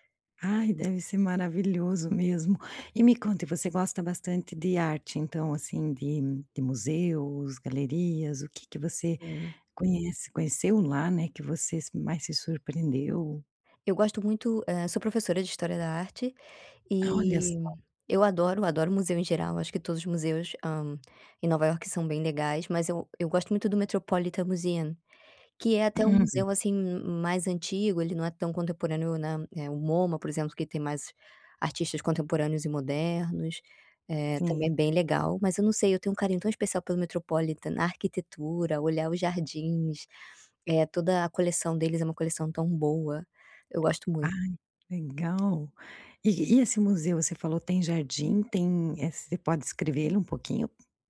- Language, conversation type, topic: Portuguese, podcast, Qual lugar você sempre volta a visitar e por quê?
- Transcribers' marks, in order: tapping